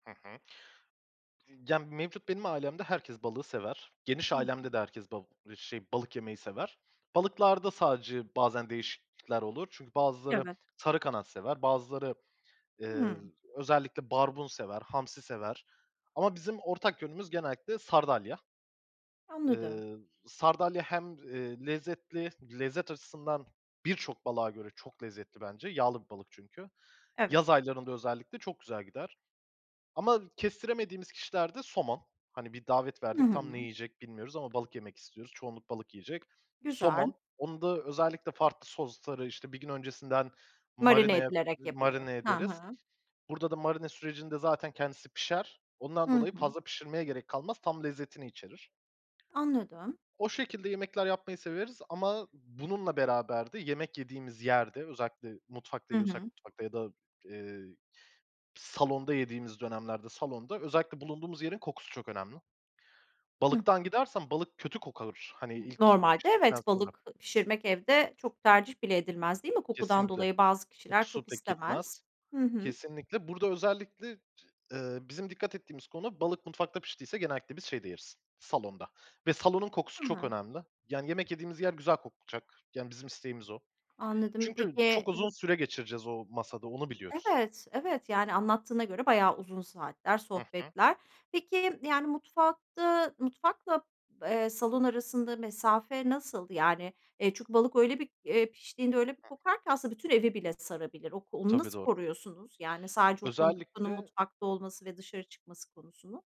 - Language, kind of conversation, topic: Turkish, podcast, Bu tarif kuşaktan kuşağa nasıl aktarıldı, anlatır mısın?
- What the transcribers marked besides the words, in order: tapping; other background noise; unintelligible speech